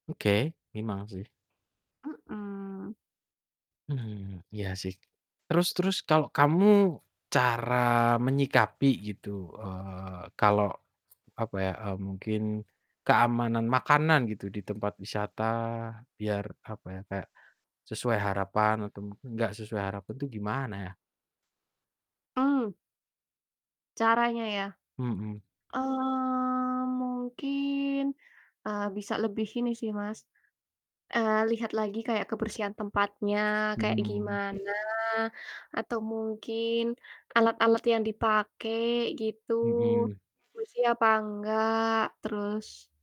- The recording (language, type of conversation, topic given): Indonesian, unstructured, Apa yang kamu lakukan saat menemukan makanan yang sudah basi ketika sedang bepergian?
- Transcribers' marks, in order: other background noise; drawn out: "Eee, mungkin"; distorted speech; static